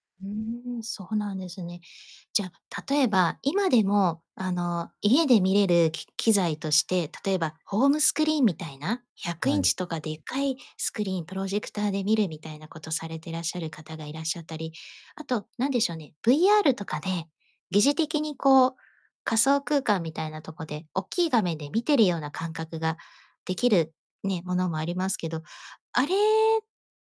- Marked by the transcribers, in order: distorted speech
- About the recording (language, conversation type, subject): Japanese, podcast, 映画を映画館で観るのと家で観るのでは、どんな違いがありますか？